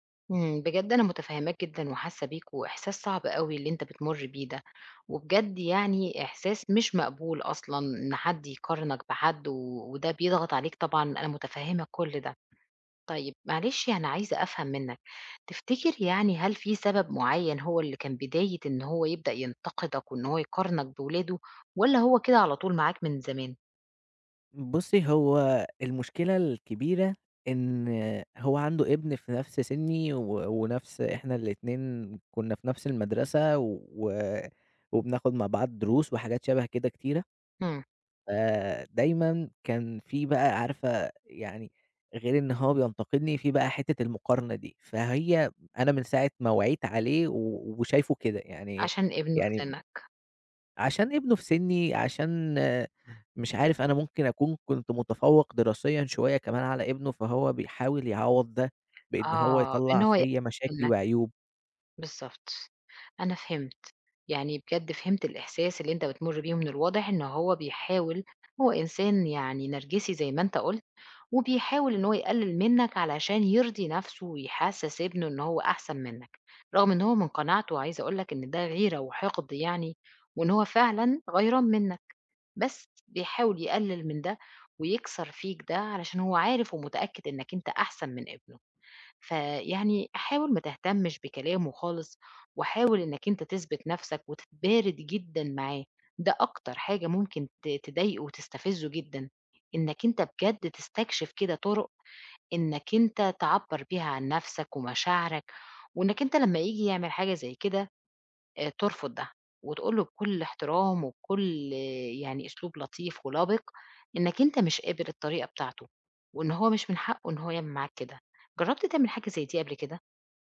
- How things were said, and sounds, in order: tapping
- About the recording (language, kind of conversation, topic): Arabic, advice, إزاي أتعامل مع علاقة متوترة مع قريب بسبب انتقاداته المستمرة؟